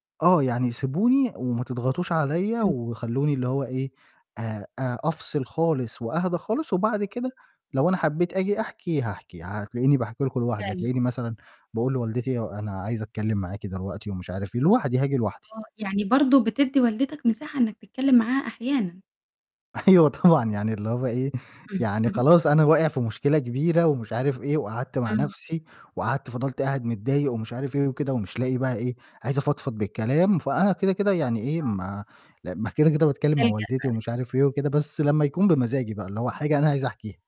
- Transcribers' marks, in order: laughing while speaking: "أيوه طبعًا"; distorted speech
- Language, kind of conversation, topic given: Arabic, podcast, إزاي بتحافظ على خصوصيتك وسط العيلة؟